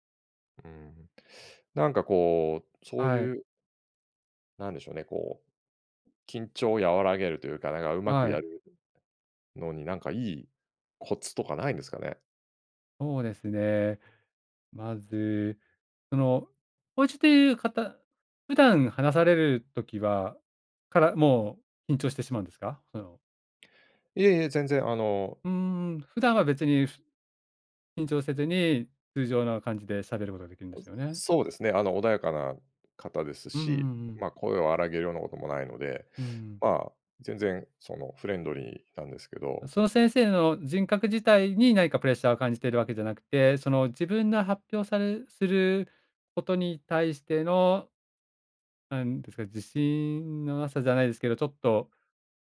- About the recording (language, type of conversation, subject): Japanese, advice, 会議や発表で自信を持って自分の意見を表現できないことを改善するにはどうすればよいですか？
- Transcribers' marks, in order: tapping; in English: "フレンドリー"